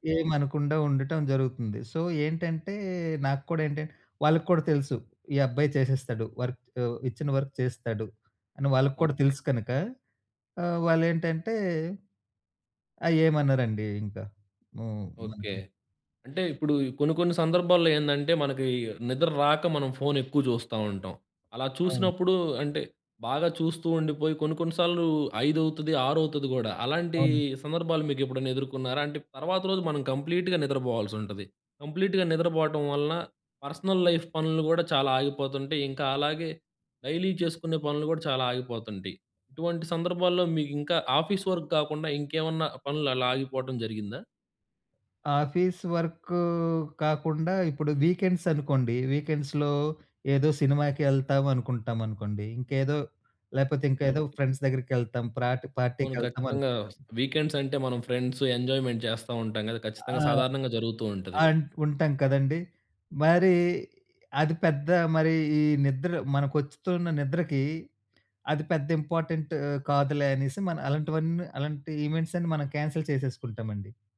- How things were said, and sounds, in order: in English: "సో"; in English: "వర్క్"; in English: "కంప్లీట్‌గా"; in English: "కంప్లీట్‌గా"; in English: "పర్సనల్ లైఫ్"; in English: "డైలీ"; in English: "ఆఫీస్ వర్క్"; in English: "ఆఫీస్ వర్క్"; in English: "వీకెండ్స్‌లో"; in English: "ఫ్రెండ్స్"; in English: "పార్టీకి"; in English: "వీకెండ్స్"; in English: "ఫ్రెండ్స్, ఎంజాయ్మెంట్"; in English: "ఇంపార్టెంట్"; in English: "క్యాన్సిల్"
- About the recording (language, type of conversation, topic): Telugu, podcast, నిద్రకు ముందు స్క్రీన్ వాడకాన్ని తగ్గించడానికి మీ సూచనలు ఏమిటి?